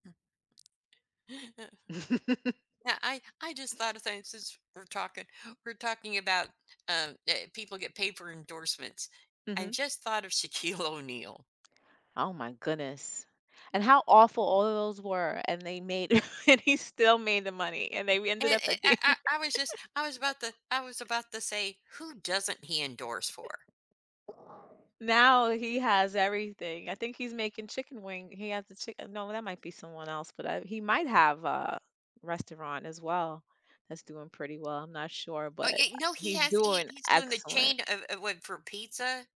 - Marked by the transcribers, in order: other background noise; other noise; laugh; laughing while speaking: "Shaquille"; laughing while speaking: "and he still made the money, and they ended up I think"; tapping; chuckle
- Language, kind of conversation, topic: English, unstructured, How do celebrity endorsements impact the way we value work and influence in society?
- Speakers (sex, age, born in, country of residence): female, 40-44, United States, United States; female, 55-59, United States, United States